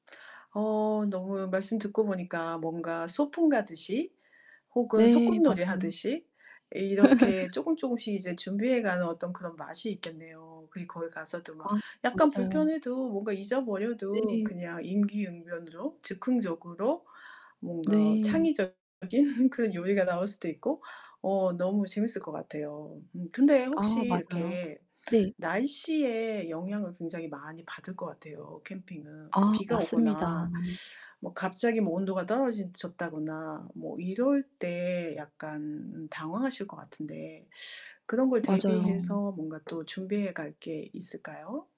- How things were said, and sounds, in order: distorted speech; laugh; other background noise; tapping
- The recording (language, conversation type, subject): Korean, podcast, 캠핑을 처음 시작하는 사람에게 해주고 싶은 조언은 무엇인가요?